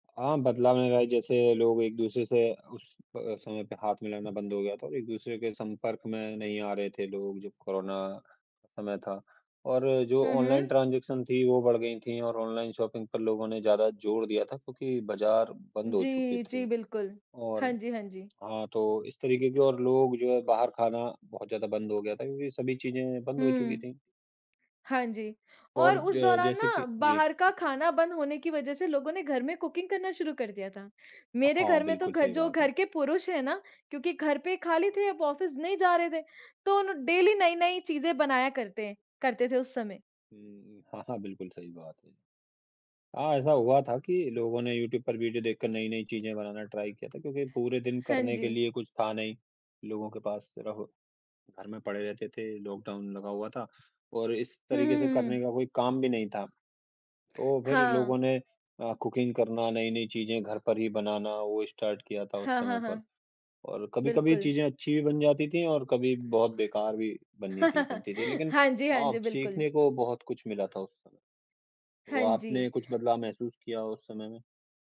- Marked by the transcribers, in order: in English: "शॉपिंग"; other noise; in English: "कुकिंग"; in English: "ऑफ़िस"; in English: "डेली"; in English: "ट्राई"; in English: "कुकिंग"; in English: "स्टार्ट"; chuckle
- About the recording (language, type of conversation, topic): Hindi, unstructured, आपके हिसाब से कोरोना महामारी ने हमारे समाज में क्या-क्या बदलाव किए हैं?
- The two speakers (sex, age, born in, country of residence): female, 25-29, India, India; male, 35-39, India, India